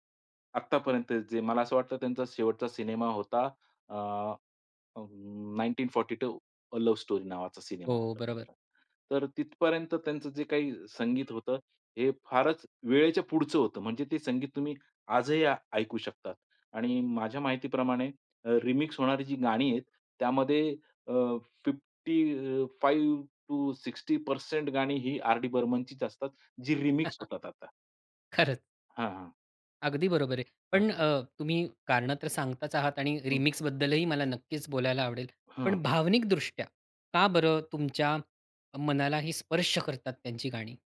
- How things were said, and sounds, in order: horn; in English: "रिमिक्स"; in English: "फिफ्टी फाइव टू सिक्सटी पर्सेंट"; in English: "रिमिक्स"; chuckle; in English: "रिमिक्सबद्दलही"
- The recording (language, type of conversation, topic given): Marathi, podcast, कोणत्या कलाकाराचं संगीत तुला विशेष भावतं आणि का?